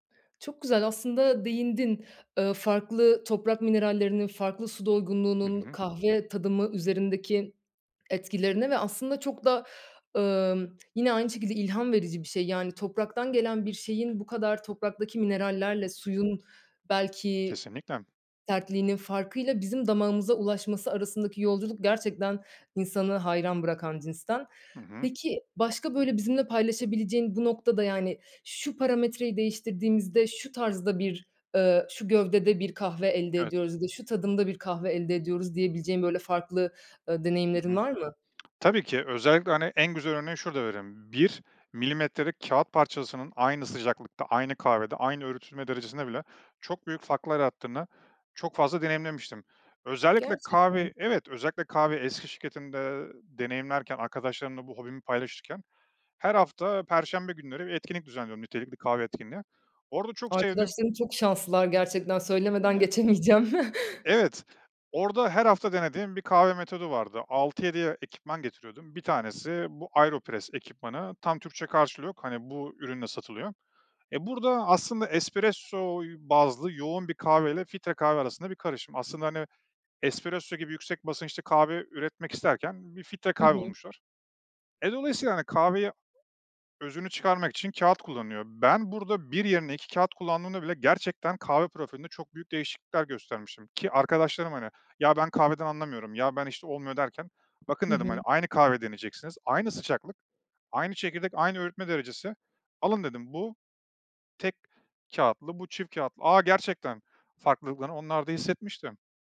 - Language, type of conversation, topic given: Turkish, podcast, Bu yaratıcı hobinle ilk ne zaman ve nasıl tanıştın?
- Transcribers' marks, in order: other background noise; tapping; chuckle; "filtre" said as "fitre"; "filtre" said as "fitre"